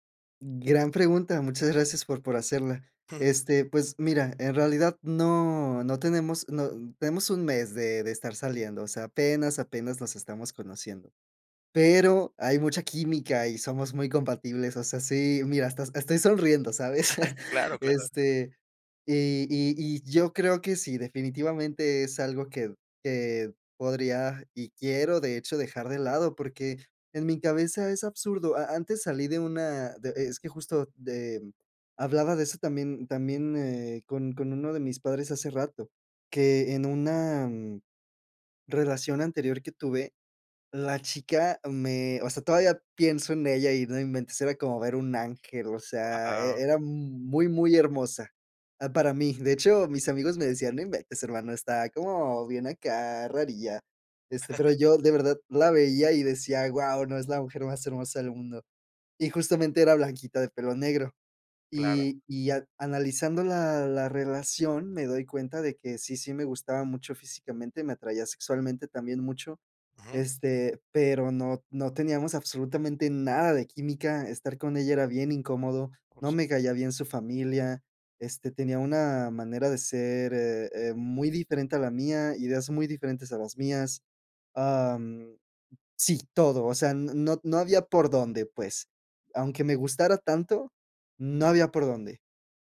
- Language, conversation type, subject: Spanish, advice, ¿Cómo puedo mantener la curiosidad cuando todo cambia a mi alrededor?
- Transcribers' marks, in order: chuckle; laugh; chuckle; surprised: "Wao"; laugh; other background noise; other noise